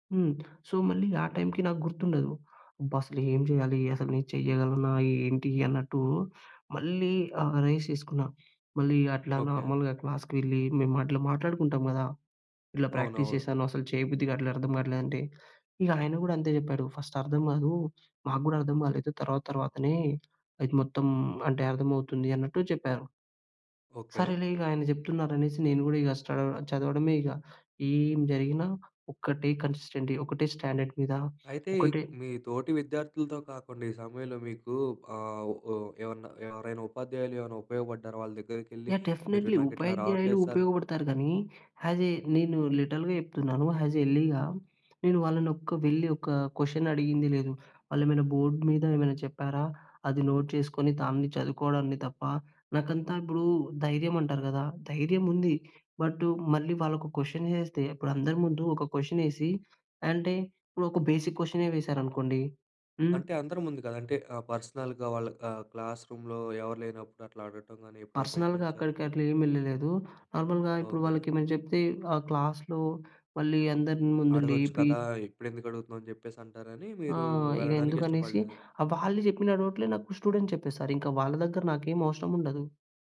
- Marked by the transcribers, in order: in English: "సో"; tapping; in English: "రైజ్"; in English: "నార్మల్‌గా క్లాస్‌కి"; in English: "ప్రాక్టీస్"; in English: "ఫస్ట్"; in English: "కన్‌సిస్టెన్టీ"; in English: "స్టాండర్డ్"; in English: "డెఫినెట్లీ"; "ఉపాధ్యాయులు" said as "ఉపాయధ్యాయులు"; in English: "సార్"; in English: "లిటరల్‌గా"; in English: "హ్యాజ్ ఎల్లీగా"; in English: "బోర్డ్"; in English: "నోట్"; "దాన్ని" said as "తాన్ని"; in English: "క్వషన్"; in English: "బేసిక్"; in English: "పర్సనల్‌గా"; in English: "క్లాస్ రూమ్‌లో"; in English: "పర్సనల్‌గా"; in English: "నార్మల్‌గా"; in English: "క్లాస్‌లో"; in English: "స్టూడెంట్"
- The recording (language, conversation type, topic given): Telugu, podcast, మీ జీవితంలో జరిగిన ఒక పెద్ద మార్పు గురించి వివరంగా చెప్పగలరా?